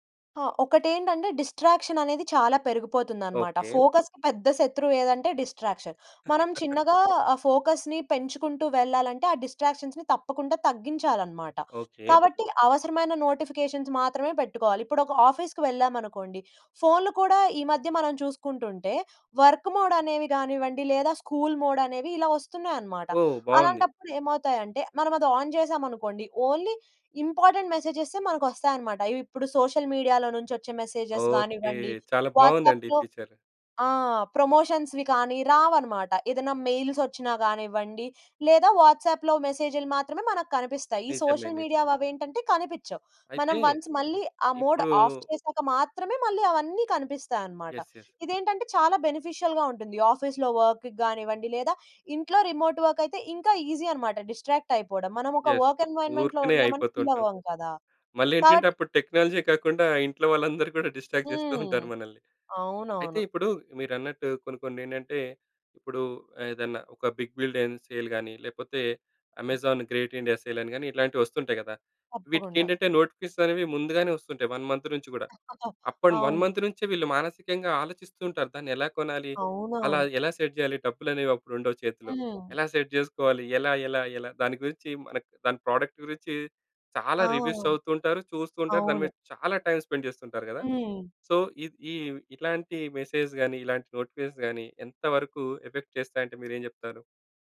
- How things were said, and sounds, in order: in English: "డిస్ట్రాక్షన్"; in English: "ఫోకస్‌కి"; in English: "డిస్ట్రాక్షన్"; giggle; in English: "ఫోకస్‌ని"; in English: "డిస్ట్రాక్షన్స్‌ని"; in English: "నోటిఫికేషన్స్"; in English: "వర్క్ మోడ్"; in English: "స్కూల్ మోడ్"; in English: "ఆన్"; in English: "ఓన్లీ ఇంపార్టెంట్"; in English: "సోషల్ మీడియాలో"; in English: "మెసేజెస్"; in English: "ఫీచర్"; in English: "ప్రమోషన్స్‌వి"; in English: "మెసేజ్‌లు"; in English: "సోషల్ మీడియా"; in English: "వన్స్"; in English: "మోడ్ ఆఫ్"; in English: "బెనిఫిషియల్‌గా"; in English: "యస్! యస్!"; in English: "వర్క్"; in English: "రిమోట్ వర్క్"; in English: "ఈజీ"; in English: "డిస్ట్రాక్ట్"; in English: "వర్క్ ఎన్విరాన్‌మెంట్‌లో"; in English: "యస్!"; in English: "ఫీల్"; in English: "టెక్నాలజే"; tapping; in English: "డిస్ట్రాక్ట్"; in English: "బిగ్ బిలియన్ సేల్"; in English: "అమెజాన్ గ్రేట్ ఇండియా సేల్"; other background noise; in English: "నోటిఫికేషన్స్"; in English: "వన్ మంత్"; chuckle; in English: "వన్ మంత్"; in English: "సెట్"; in English: "సెట్"; in English: "ప్రోడక్ట్"; in English: "రివ్యూస్"; in English: "టైమ్ స్పెండ్"; in English: "సో"; in English: "మెసేజ్"; in English: "నోటిఫికేషన్స్"; in English: "ఎఫెక్ట్"
- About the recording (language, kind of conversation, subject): Telugu, podcast, టెక్నాలజీ వాడకం మీ మానసిక ఆరోగ్యంపై ఎలాంటి మార్పులు తెస్తుందని మీరు గమనించారు?